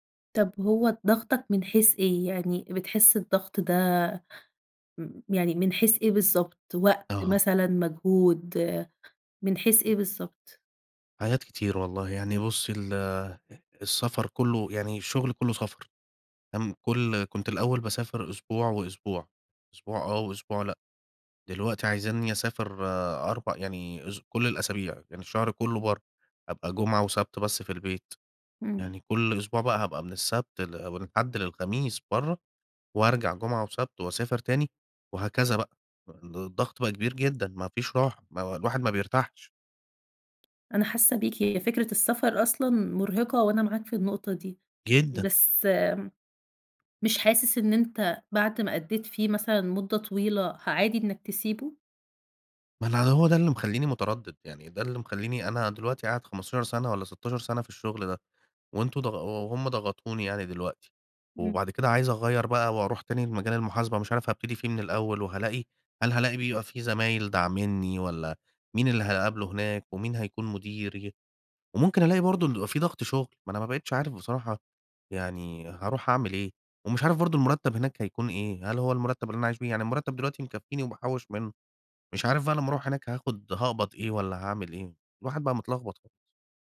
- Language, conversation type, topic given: Arabic, advice, إزاي أقرر أكمّل في شغل مرهق ولا أغيّر مساري المهني؟
- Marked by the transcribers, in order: other noise